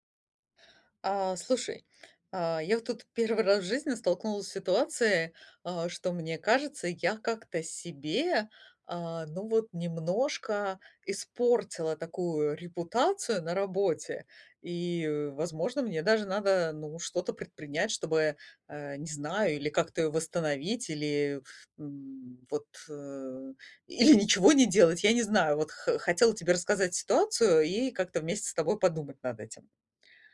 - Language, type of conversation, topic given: Russian, advice, Как мне улучшить свою профессиональную репутацию на работе?
- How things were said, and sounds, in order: laughing while speaking: "или ничего"